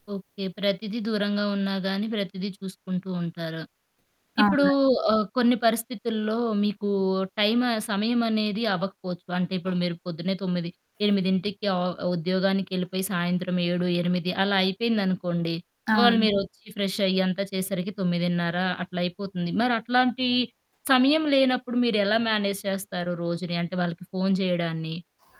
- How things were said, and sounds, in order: static; other background noise; in English: "మ్యానేజ్"
- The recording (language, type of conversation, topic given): Telugu, podcast, తల్లిదండ్రుల నుంచి దూరంగా ఉన్నప్పుడు కుటుంబ బంధాలు బలంగా ఉండేలా మీరు ఎలా కొనసాగిస్తారు?